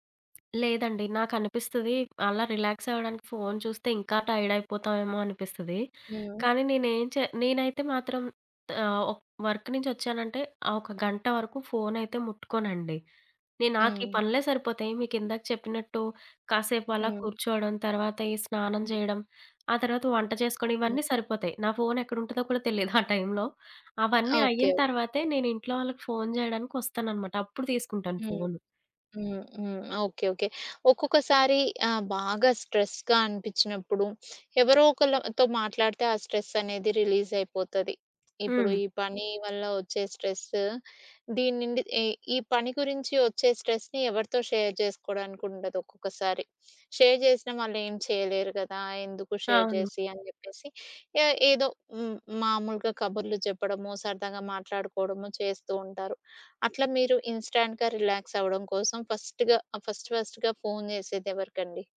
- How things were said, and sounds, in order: tapping; in English: "వర్క్"; in English: "స్ట్రెస్‌గా"; other background noise; in English: "స్ట్రెస్‌ని"; in English: "షేర్"; in English: "షేర్"; in English: "షేర్"; in English: "ఇన్‌స్టాంట్‌గా"; in English: "ఫస్ట్‌గా ఫస్ట్, ఫస్ట్‌గా"
- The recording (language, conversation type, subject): Telugu, podcast, పని తర్వాత మానసికంగా రిలాక్స్ కావడానికి మీరు ఏ పనులు చేస్తారు?